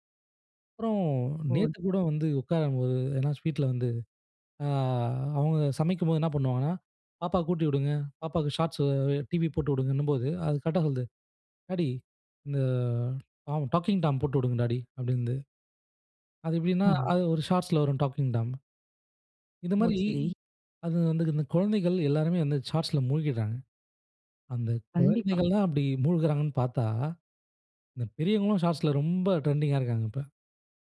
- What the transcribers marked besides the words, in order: "வீட்ல" said as "ஸ்வீட்ல"; drawn out: "ஆ"
- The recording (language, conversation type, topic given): Tamil, podcast, சிறு கால வீடியோக்கள் முழுநீளத் திரைப்படங்களை மிஞ்சி வருகிறதா?